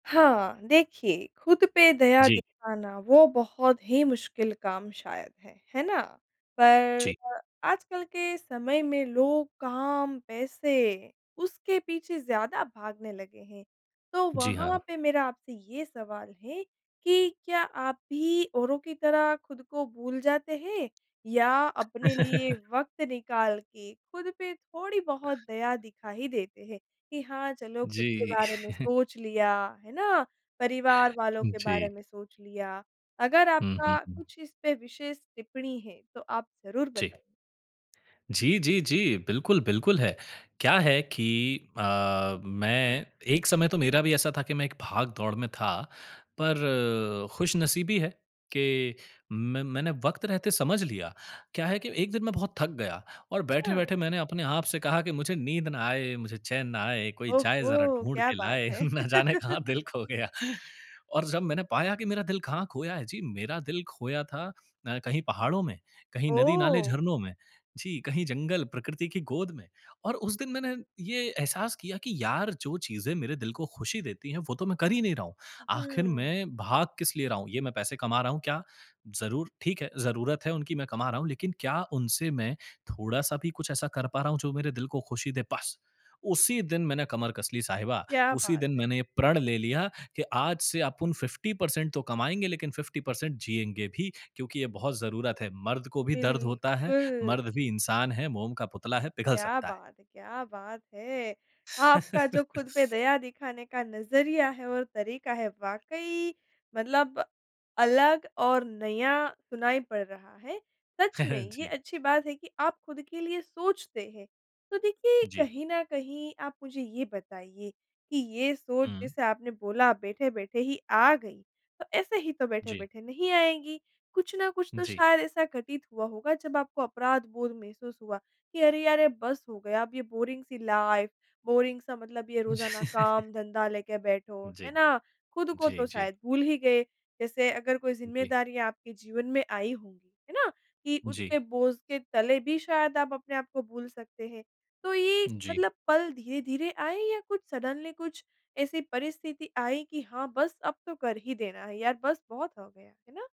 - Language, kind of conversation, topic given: Hindi, podcast, खुद पर दया दिखाने की सोच आपको कैसे आई?
- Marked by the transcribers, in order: laugh; chuckle; laughing while speaking: "ना जाने कहाँ दिल खो गया"; laugh; surprised: "ओह"; in English: "फ़िफ्टी पर्सेंट"; in English: "फ़िफ्टी पर्सेंट"; laugh; chuckle; in English: "बोरिंग"; in English: "लाइफ़, बोरिंग"; chuckle; in English: "सडनली"